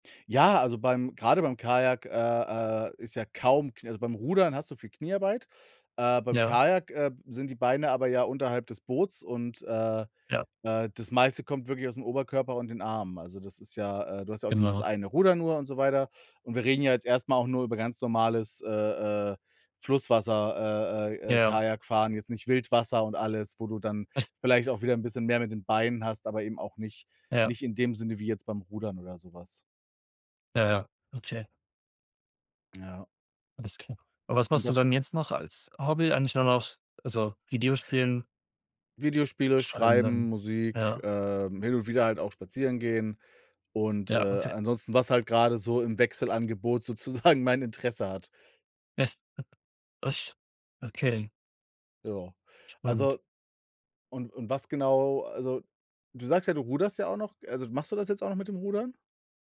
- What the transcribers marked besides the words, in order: other background noise; snort; laughing while speaking: "sozusagen"; chuckle
- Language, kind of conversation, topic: German, unstructured, Was vermisst du am meisten an einem Hobby, das du aufgegeben hast?